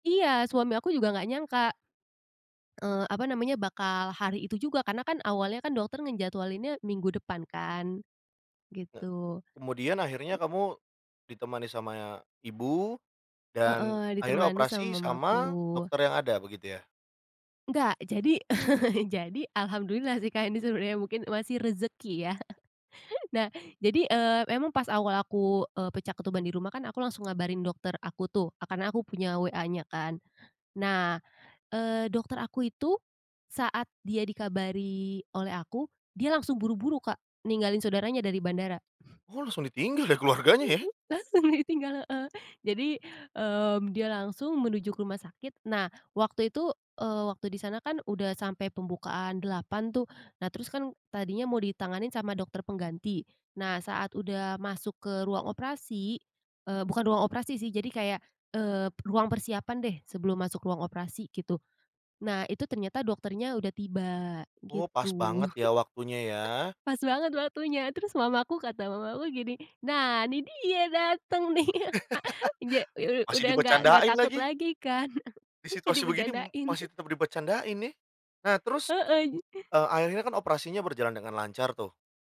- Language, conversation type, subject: Indonesian, podcast, Seberapa penting dukungan teman atau keluarga selama masa pemulihan?
- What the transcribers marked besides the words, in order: tapping; chuckle; chuckle; laughing while speaking: "ditinggal"; other noise; laugh; chuckle; chuckle; other background noise; chuckle